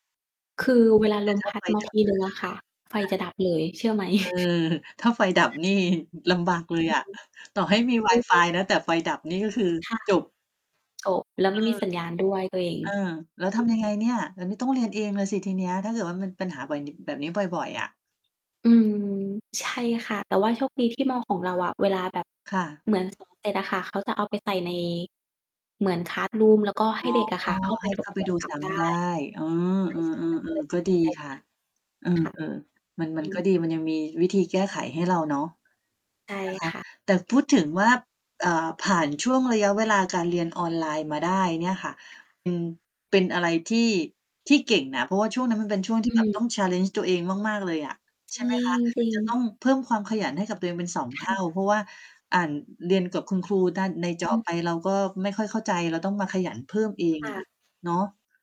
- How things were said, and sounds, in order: tapping; distorted speech; other background noise; chuckle; mechanical hum; in English: "คลาสรูม"; static
- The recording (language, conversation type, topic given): Thai, unstructured, การเรียนออนไลน์มีข้อดีและข้อเสียอย่างไร?